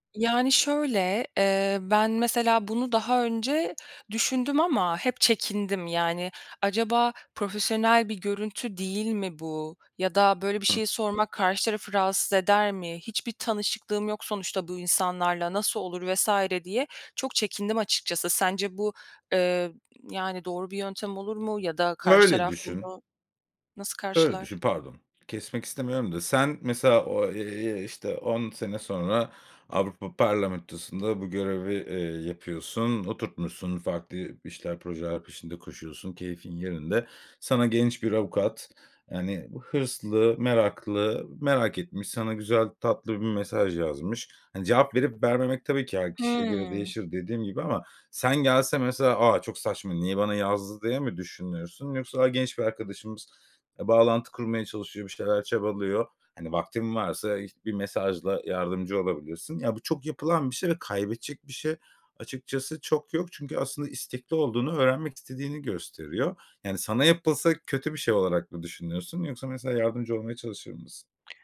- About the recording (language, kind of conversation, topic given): Turkish, advice, Mezuniyet sonrası ne yapmak istediğini ve amacını bulamıyor musun?
- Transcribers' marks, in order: tapping; other background noise